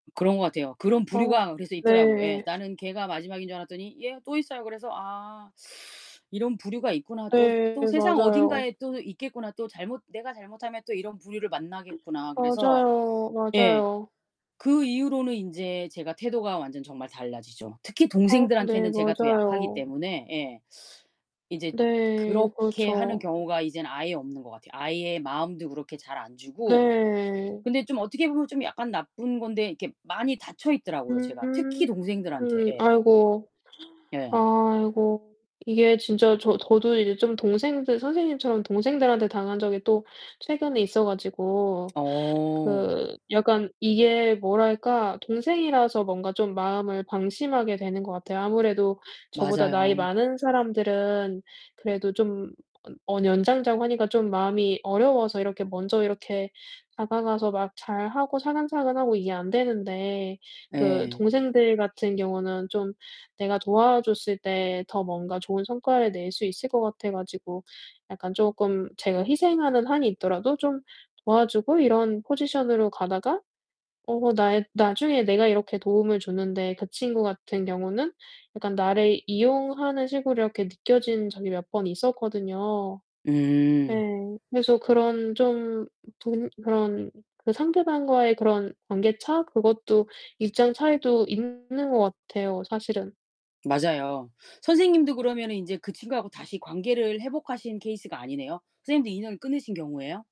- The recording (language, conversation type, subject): Korean, unstructured, 친구에게 배신당했다고 느낀 적이 있나요?
- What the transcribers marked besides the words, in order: static; distorted speech; teeth sucking; gasp; other background noise; tapping